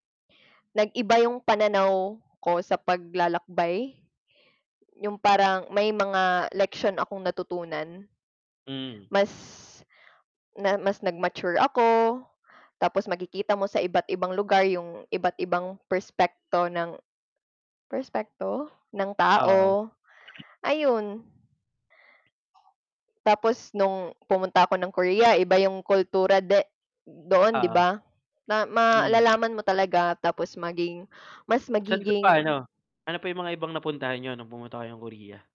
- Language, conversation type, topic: Filipino, unstructured, Ano ang pinaka-nakakatuwang karanasan mo sa paglalakbay?
- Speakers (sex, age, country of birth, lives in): female, 20-24, Philippines, Philippines; male, 25-29, Philippines, Philippines
- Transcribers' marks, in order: none